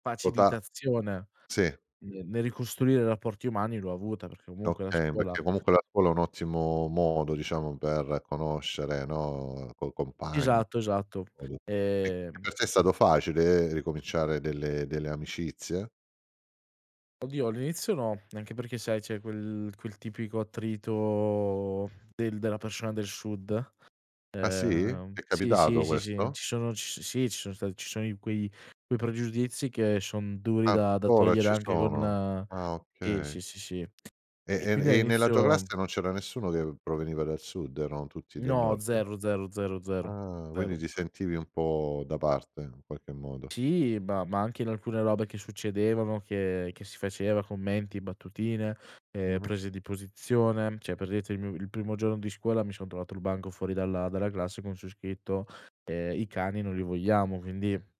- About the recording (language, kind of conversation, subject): Italian, podcast, Hai mai scelto di cambiare città o paese? Com'è stato?
- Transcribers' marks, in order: drawn out: "attrito"; other noise; "cioè" said as "ceh"